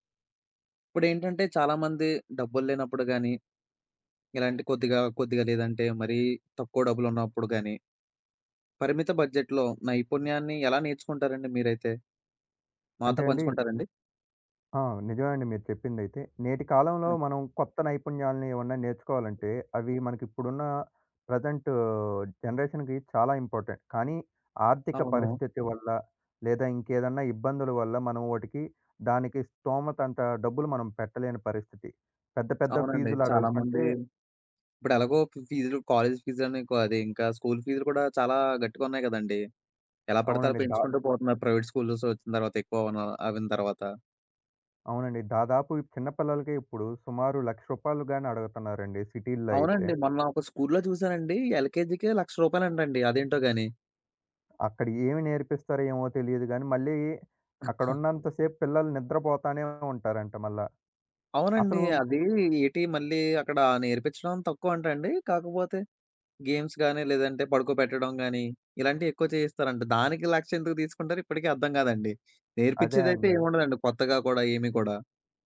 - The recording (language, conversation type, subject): Telugu, podcast, పరిమిత బడ్జెట్‌లో ఒక నైపుణ్యాన్ని ఎలా నేర్చుకుంటారు?
- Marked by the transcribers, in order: in English: "బడ్జెట్‌లో"; other background noise; in English: "జనరేషన్‌కి"; in English: "ఇంపార్టెంట్"; tapping; in English: "ప్రైవేట్ స్కూల్స్"; in English: "ఎల్‌కెజీకే"; chuckle; in English: "గేమ్స్"